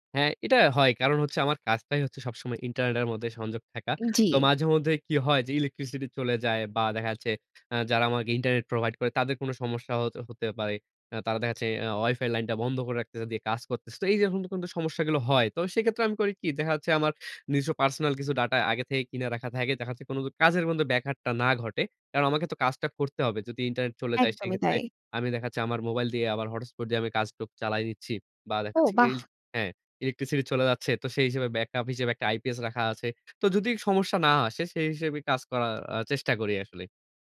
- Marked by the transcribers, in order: other background noise
- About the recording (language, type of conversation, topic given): Bengali, podcast, প্রযুক্তি কীভাবে তোমার শেখার ধরন বদলে দিয়েছে?